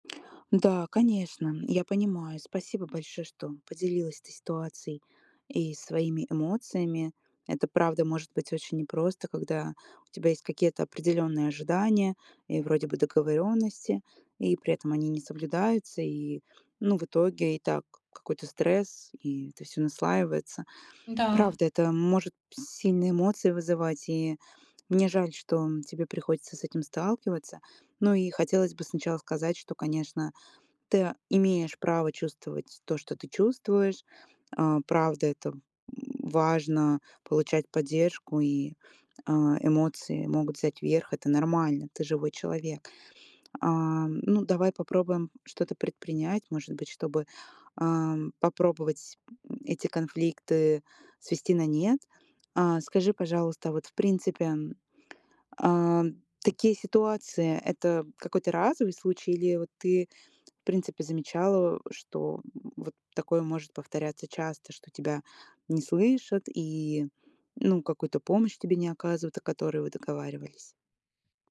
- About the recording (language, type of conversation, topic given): Russian, advice, Как мирно решить ссору во время семейного праздника?
- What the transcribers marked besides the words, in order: grunt; grunt; tapping